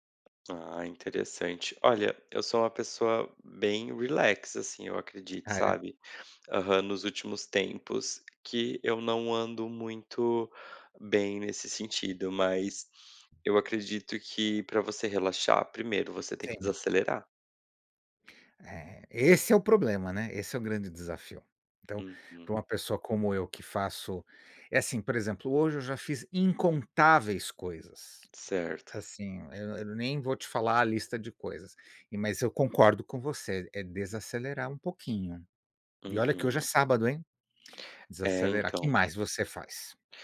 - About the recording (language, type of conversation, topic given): Portuguese, unstructured, Qual é o seu ambiente ideal para recarregar as energias?
- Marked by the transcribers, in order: tapping; other background noise